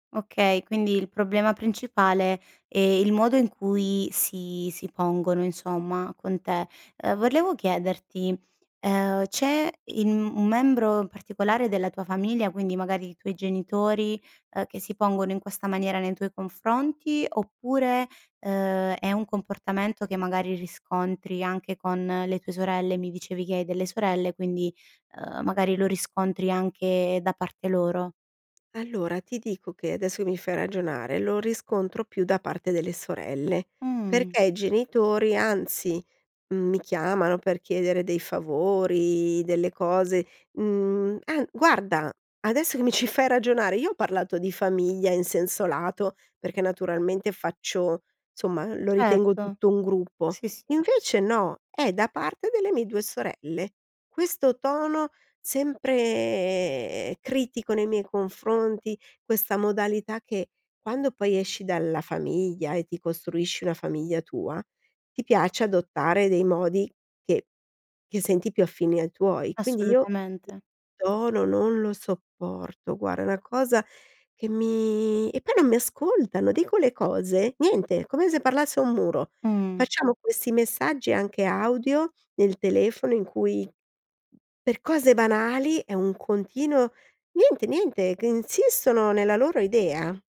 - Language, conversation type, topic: Italian, advice, Come ti senti quando la tua famiglia non ti ascolta o ti sminuisce?
- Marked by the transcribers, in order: other background noise; tapping; "Guarda" said as "guara"